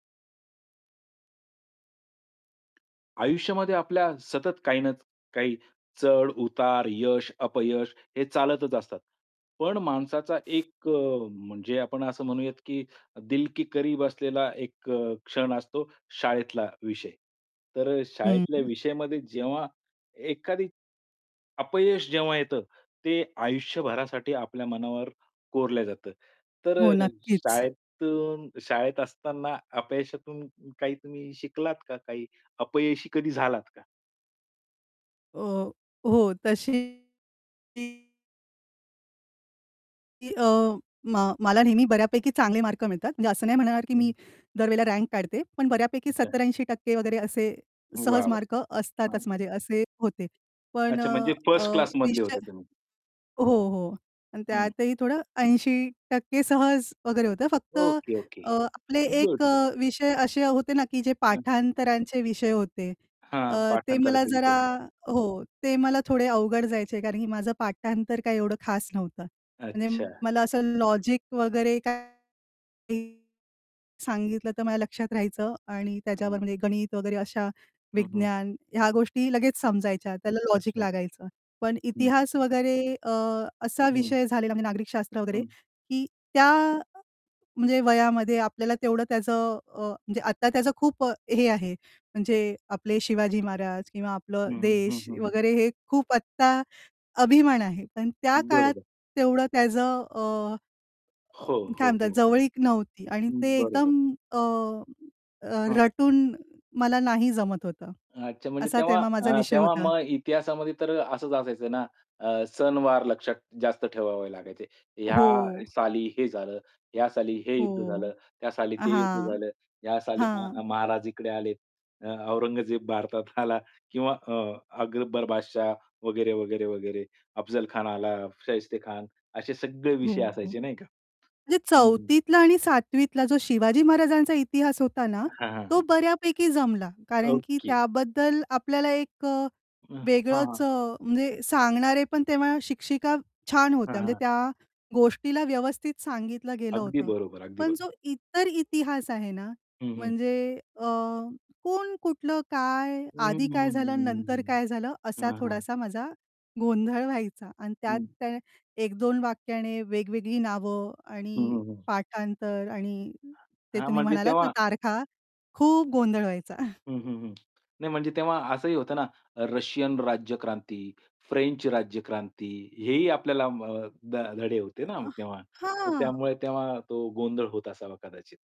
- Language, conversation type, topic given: Marathi, podcast, शाळेत झालेल्या अपयशातून तुम्ही काय शिकलात?
- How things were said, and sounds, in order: tapping; static; in Hindi: "दिल की करीब"; distorted speech; other noise; other background noise; unintelligible speech; unintelligible speech; laughing while speaking: "आला"; chuckle